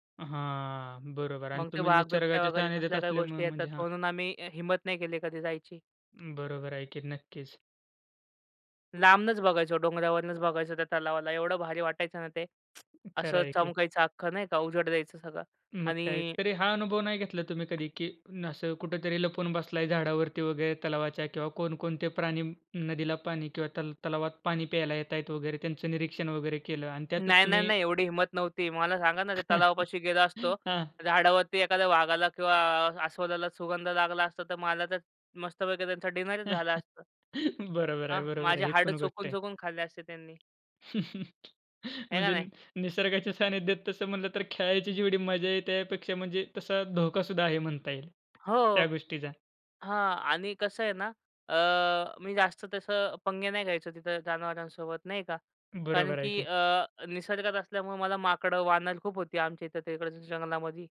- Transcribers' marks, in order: tapping; other background noise; other noise; chuckle; in English: "डिनरच"; chuckle; laughing while speaking: "बरोबर आहे, बरोबर आहे"; chuckle
- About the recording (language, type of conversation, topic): Marathi, podcast, तुम्ही लहानपणी घराबाहेर निसर्गात कोणते खेळ खेळायचात?